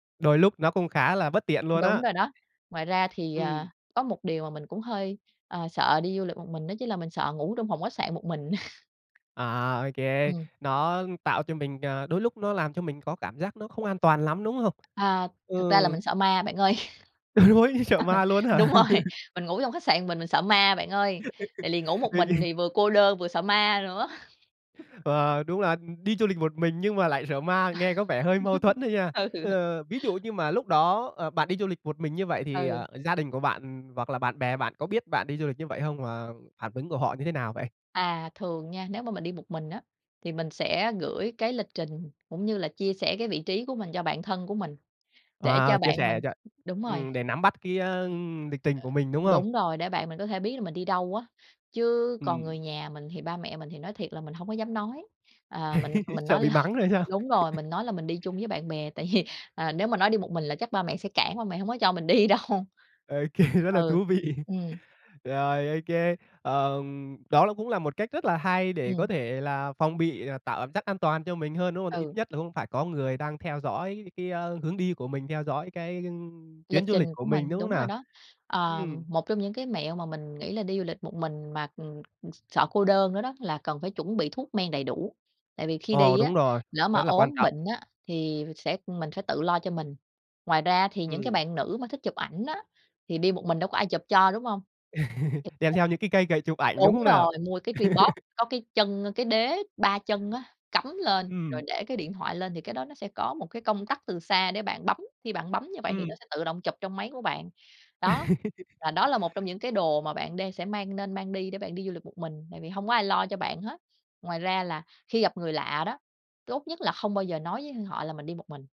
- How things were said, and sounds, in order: other background noise; laugh; tapping; laughing while speaking: "hông?"; laugh; laughing while speaking: "Ôi, sợ ma luôn ấy hả?"; laughing while speaking: "rồi"; laugh; laughing while speaking: "Ô kê"; laugh; laugh; laughing while speaking: "Ừ"; laugh; laughing while speaking: "là"; laughing while speaking: "sao?"; laugh; laughing while speaking: "vì"; laughing while speaking: "kê, rất là thú vị"; laughing while speaking: "đi đâu"; laugh; unintelligible speech; laugh; laugh
- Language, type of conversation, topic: Vietnamese, podcast, Khi đi một mình, bạn làm gì để đối mặt và vượt qua cảm giác cô đơn?